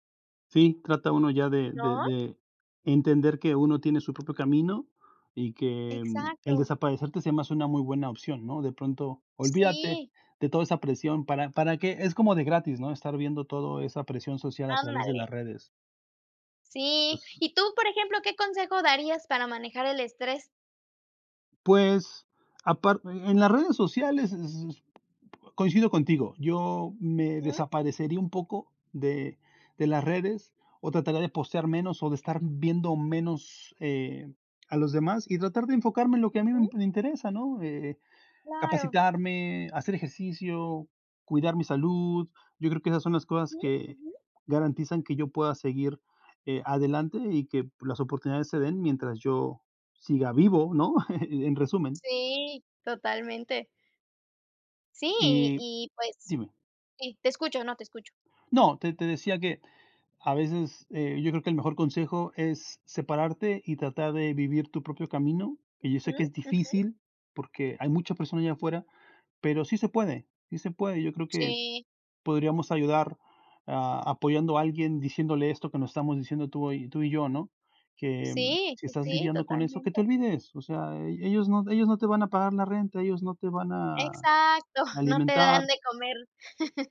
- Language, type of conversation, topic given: Spanish, unstructured, ¿Cómo afecta la presión social a nuestra salud mental?
- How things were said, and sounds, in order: tapping; other background noise; laugh; chuckle